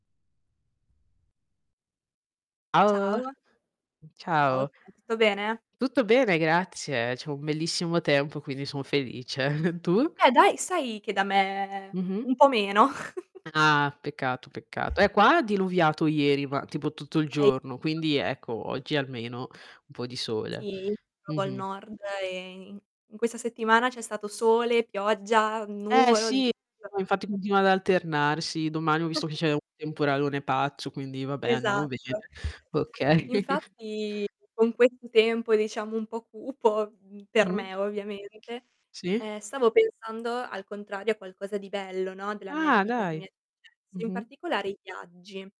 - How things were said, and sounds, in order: "Ciao" said as "ao"; other background noise; distorted speech; chuckle; tapping; giggle; unintelligible speech; "proprio" said as "propo"; static; chuckle; laughing while speaking: "Okay"; chuckle
- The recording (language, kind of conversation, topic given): Italian, unstructured, Hai mai dovuto dire addio a qualcuno durante un viaggio?